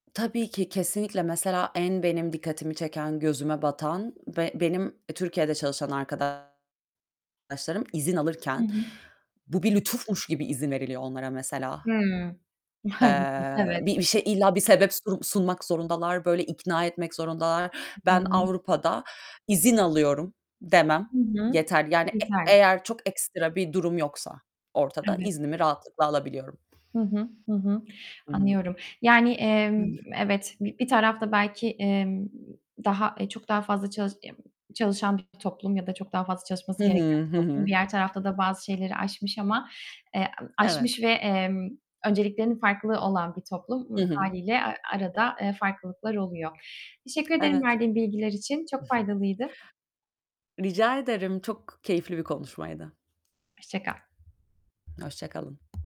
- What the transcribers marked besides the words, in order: other background noise; distorted speech; static; laughing while speaking: "Maalesef"; giggle; tapping
- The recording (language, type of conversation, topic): Turkish, podcast, İş ve özel hayat dengesini nasıl sağlıyorsun?
- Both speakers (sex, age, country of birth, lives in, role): female, 30-34, Turkey, Germany, guest; female, 30-34, Turkey, Portugal, host